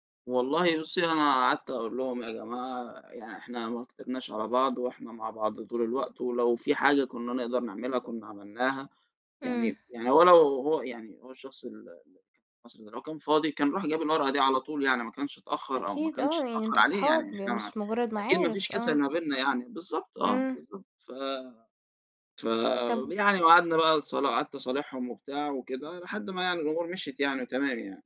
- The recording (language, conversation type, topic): Arabic, podcast, إيه سرّ شِلّة صحاب بتفضل مكملة سنين؟
- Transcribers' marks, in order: none